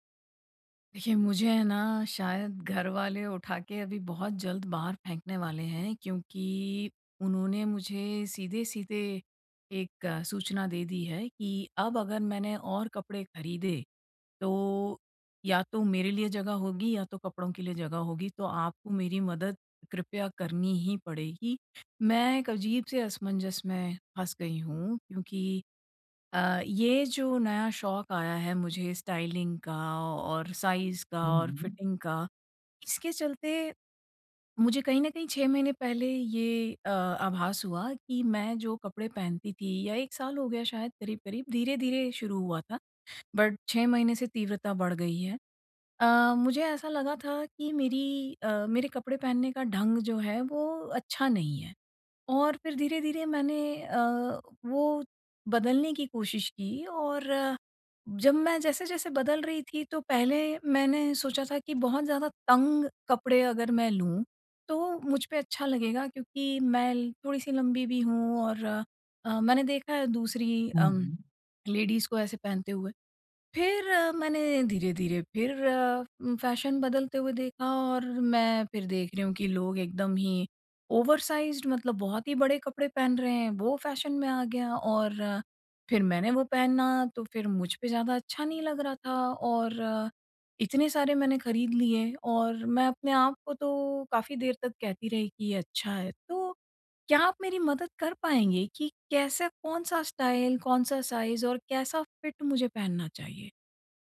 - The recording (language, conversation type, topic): Hindi, advice, मैं सही साइज और फिट कैसे चुनूँ?
- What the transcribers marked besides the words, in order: in English: "स्टाइलिंग"; in English: "साइज़"; in English: "फिटिंग"; in English: "बट"; in English: "लेडीज़"; in English: "फ़ैशन"; in English: "ओवरसाइज्ड"; in English: "फ़ैशन"; in English: "स्टाइल"; in English: "साइज़"; in English: "फिट"